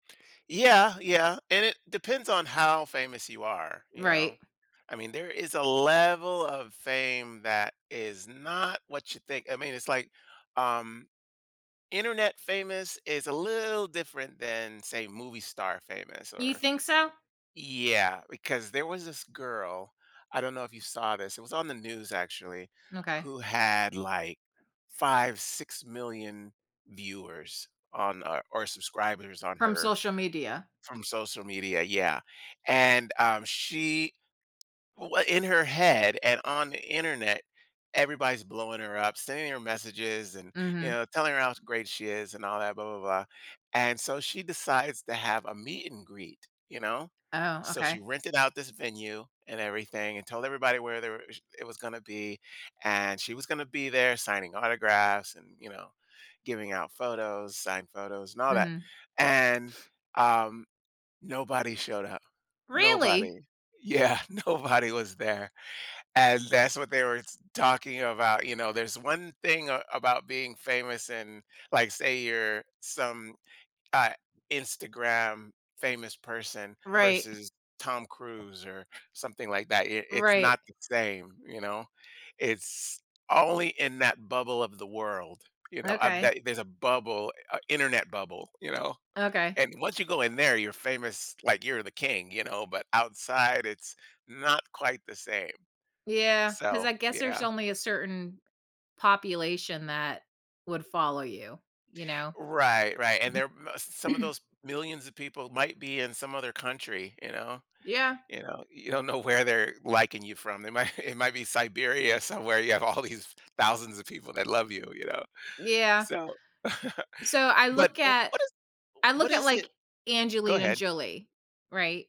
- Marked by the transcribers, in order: tapping; other background noise; laughing while speaking: "Yeah, nobody"; unintelligible speech; throat clearing; laughing while speaking: "They might"; laughing while speaking: "have all these"; chuckle
- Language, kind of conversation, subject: English, unstructured, How does where you live affect your sense of identity and happiness?